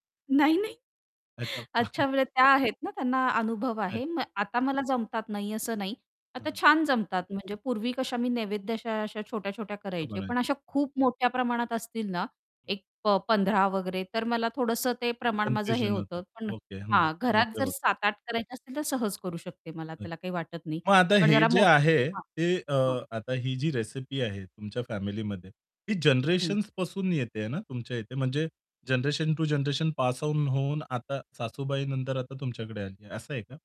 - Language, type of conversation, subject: Marathi, podcast, सणासाठी तुमच्या घरात नेहमी कोणते पदार्थ बनवतात?
- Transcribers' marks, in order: laughing while speaking: "नाही, नाही"; other background noise; chuckle; distorted speech; unintelligible speech; in English: "जनरेशन टू जनरेशन पास ऑन"